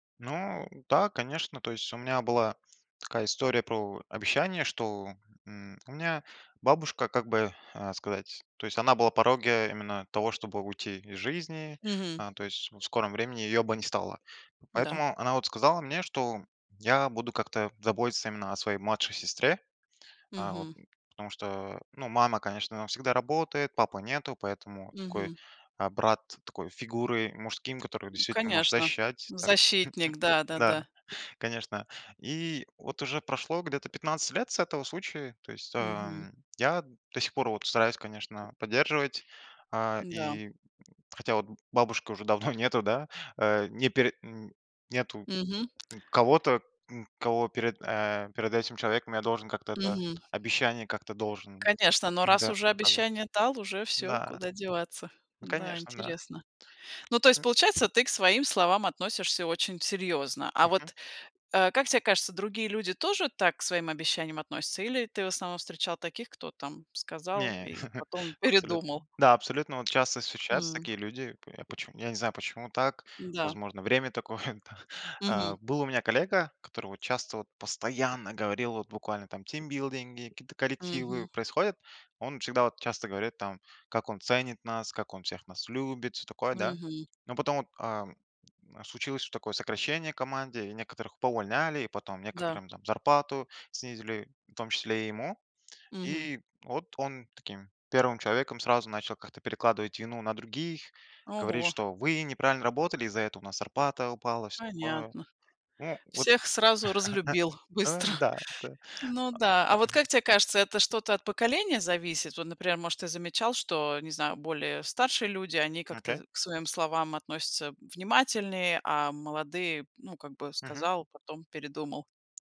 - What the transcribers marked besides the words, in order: chuckle; laughing while speaking: "нету"; tapping; chuckle; unintelligible speech; other noise; laughing while speaking: "Не"; laughing while speaking: "время такое, да"; chuckle; chuckle
- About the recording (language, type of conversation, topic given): Russian, podcast, Что важнее для доверия: обещания или поступки?